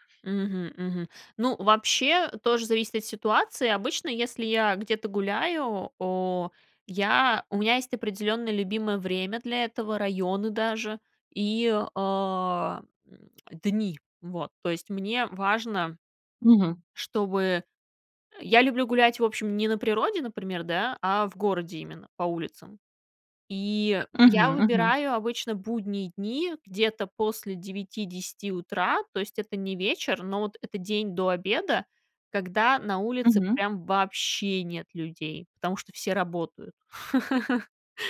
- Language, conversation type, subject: Russian, podcast, Как сделать обычную прогулку более осознанной и спокойной?
- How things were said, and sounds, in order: stressed: "вообще"; chuckle